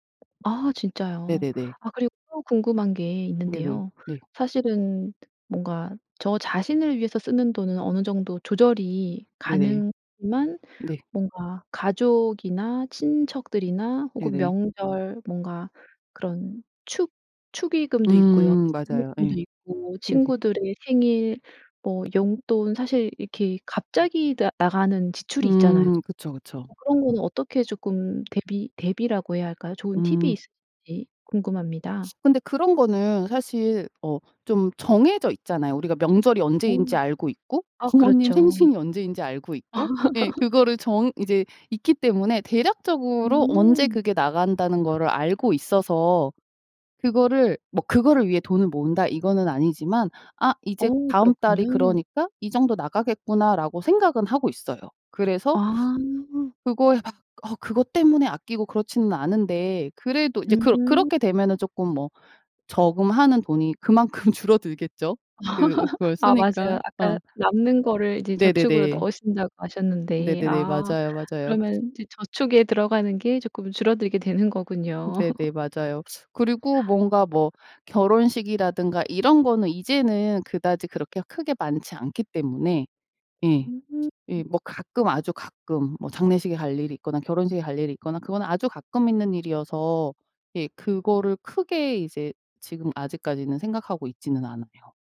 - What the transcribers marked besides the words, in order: tapping; other background noise; laugh; laughing while speaking: "그만큼"; laugh; laugh
- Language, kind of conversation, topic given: Korean, podcast, 돈을 어디에 먼저 써야 할지 우선순위는 어떻게 정하나요?